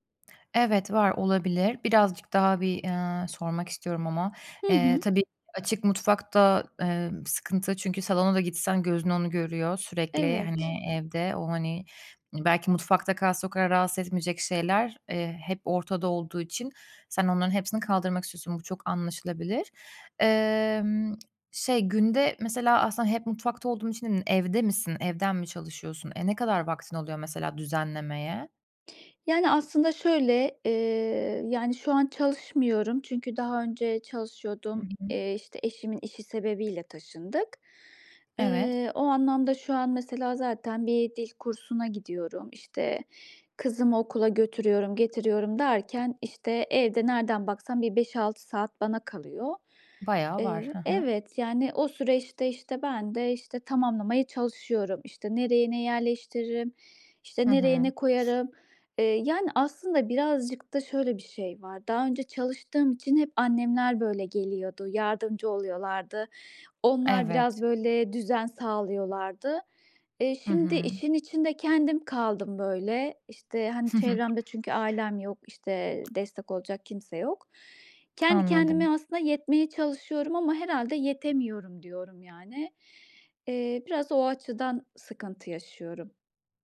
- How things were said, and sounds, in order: tapping; other background noise; chuckle
- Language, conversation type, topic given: Turkish, advice, Eşyalarımı düzenli tutmak ve zamanımı daha iyi yönetmek için nereden başlamalıyım?